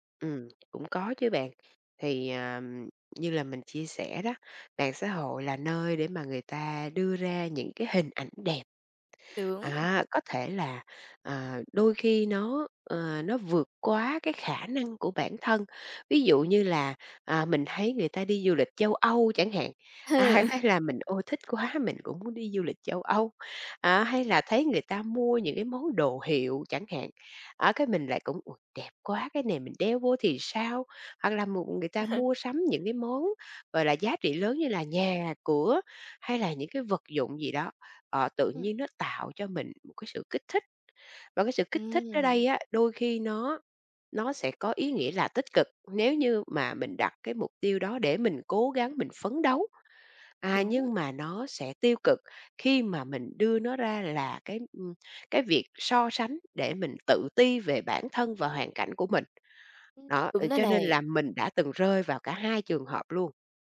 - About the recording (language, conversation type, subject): Vietnamese, podcast, Bạn cân bằng thời gian dùng mạng xã hội với đời sống thực như thế nào?
- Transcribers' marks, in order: tapping; laughing while speaking: "à"; laugh; laugh